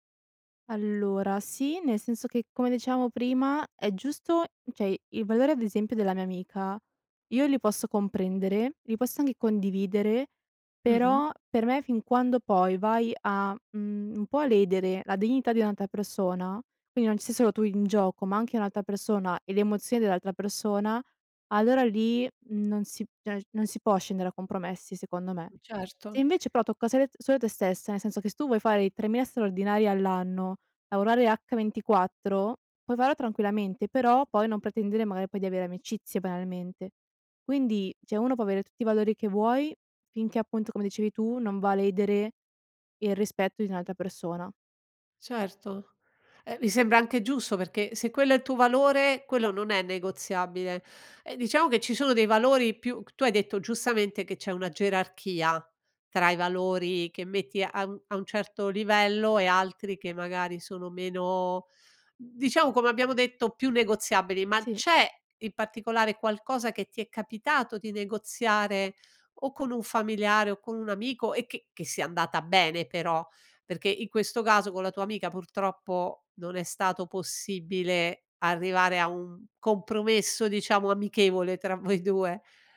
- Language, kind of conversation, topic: Italian, podcast, Cosa fai quando i tuoi valori entrano in conflitto tra loro?
- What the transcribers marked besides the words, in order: "cioè" said as "ceh"; "quindi" said as "quini"; "cioè" said as "ceg"; other background noise; "cioè" said as "ceh"